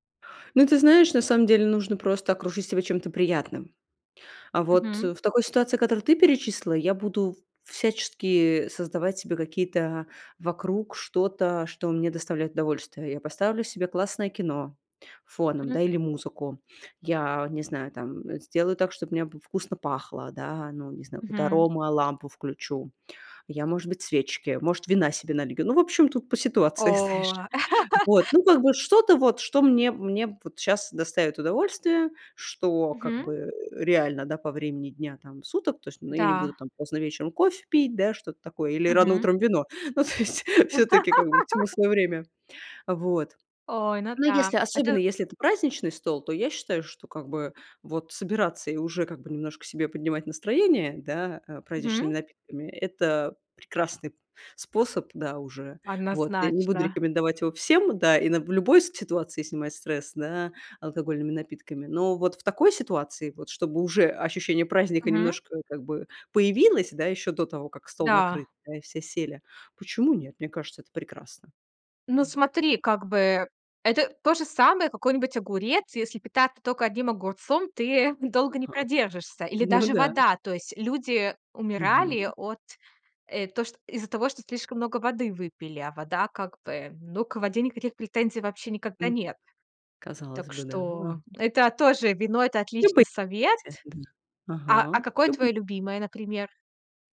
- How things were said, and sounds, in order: tapping; laughing while speaking: "знаешь"; laugh; laughing while speaking: "Ну, то есть"; laugh; laughing while speaking: "Ну да"; unintelligible speech
- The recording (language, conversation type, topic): Russian, podcast, Что вы делаете, чтобы снять стресс за 5–10 минут?